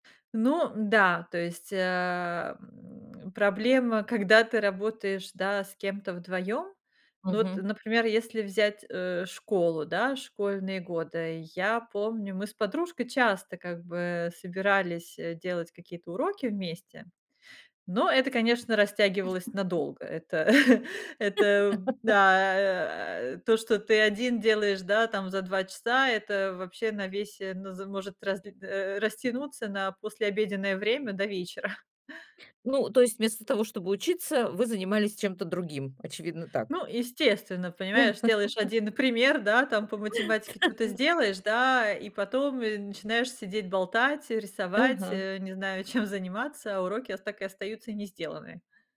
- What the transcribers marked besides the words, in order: giggle; chuckle; laugh; other background noise; chuckle; laugh; tapping; laughing while speaking: "чем"
- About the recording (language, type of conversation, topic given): Russian, podcast, Чем учёба с друзьями отличается от учёбы в одиночку?